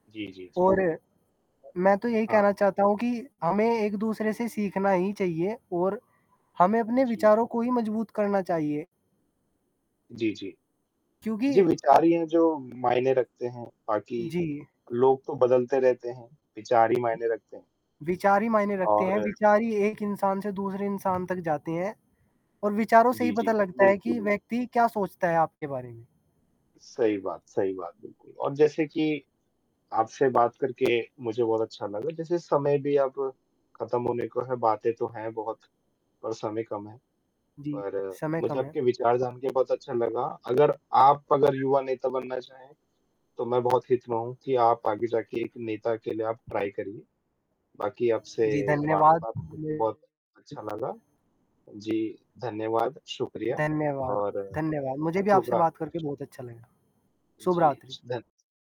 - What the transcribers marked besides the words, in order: static; other noise; distorted speech; other background noise; mechanical hum; in English: "ट्राय"
- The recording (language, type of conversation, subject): Hindi, unstructured, आपको क्यों लगता है कि युवाओं को राजनीति में शामिल होना चाहिए?
- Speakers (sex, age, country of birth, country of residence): male, 20-24, India, India; male, 25-29, India, India